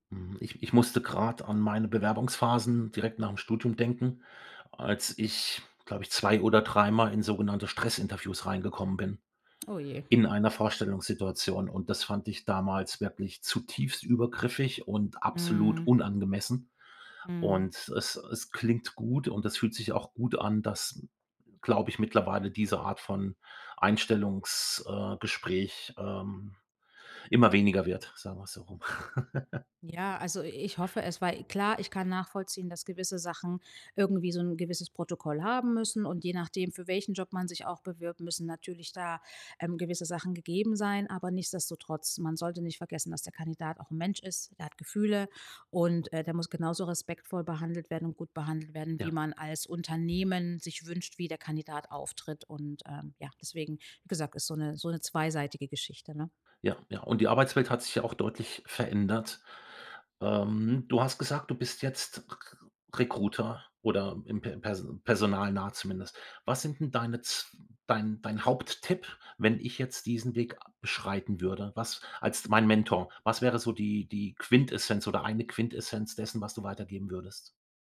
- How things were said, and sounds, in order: giggle
- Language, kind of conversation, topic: German, podcast, Was macht für dich ein starkes Mentorenverhältnis aus?